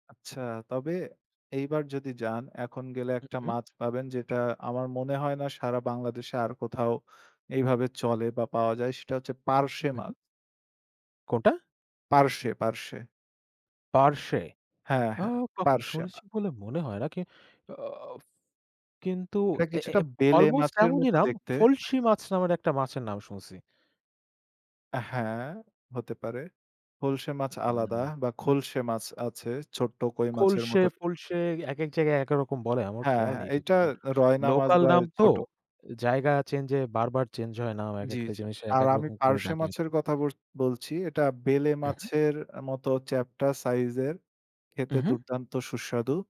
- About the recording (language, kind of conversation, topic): Bengali, unstructured, ভ্রমণ করার সময় তোমার সবচেয়ে ভালো স্মৃতি কোনটি ছিল?
- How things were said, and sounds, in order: none